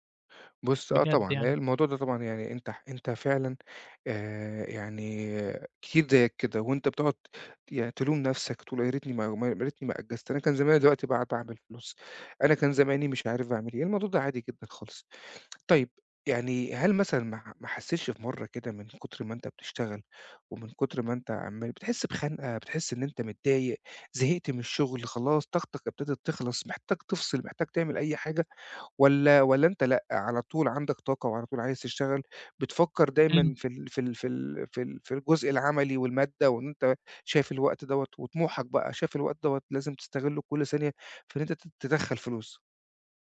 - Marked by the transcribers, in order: none
- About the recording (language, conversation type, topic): Arabic, advice, إزاي بتتعامل مع الإحساس بالذنب لما تاخد إجازة عشان ترتاح؟